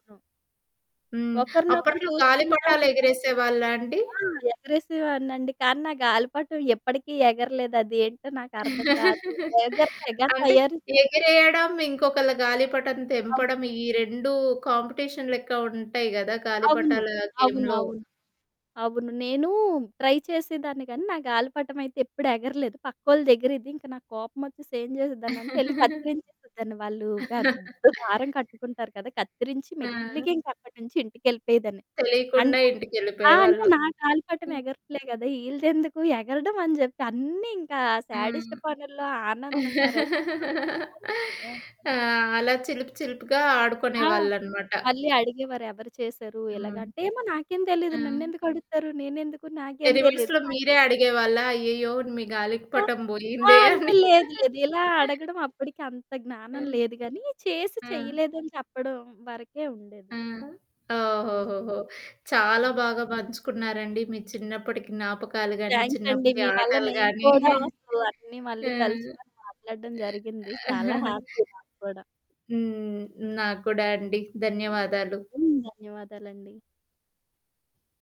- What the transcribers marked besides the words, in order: in English: "నో"; distorted speech; other background noise; laugh; in English: "కాంపిటీషన్"; static; in English: "గేమ్‌లో"; in English: "ట్రై"; giggle; chuckle; stressed: "పెద్ద"; in English: "సాడిస్ట్"; laugh; in English: "రివర్స్‌లో"; laugh; in English: "థ్యాంక్స్"; unintelligible speech; chuckle; in English: "హ్యాపీ"; chuckle
- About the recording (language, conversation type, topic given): Telugu, podcast, మీ చిన్నప్పటిలో మీకు అత్యంత ఇష్టమైన ఆట ఏది, దాని గురించి చెప్పగలరా?